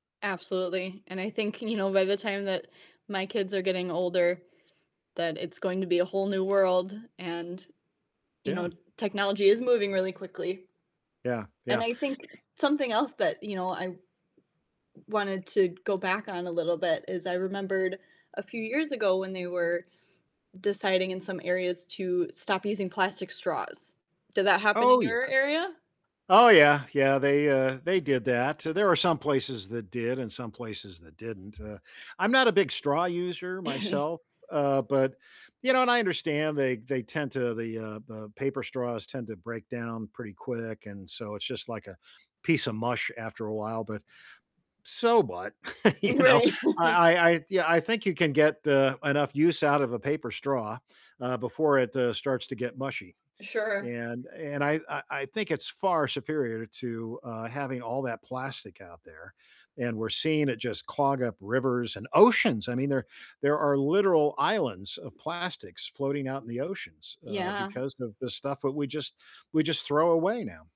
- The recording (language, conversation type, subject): English, unstructured, How could cities become more eco-friendly?
- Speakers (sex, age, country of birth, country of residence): female, 25-29, United States, United States; male, 70-74, United States, United States
- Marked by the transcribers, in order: distorted speech; static; background speech; other background noise; chuckle; laughing while speaking: "you know"; laughing while speaking: "M right"; laugh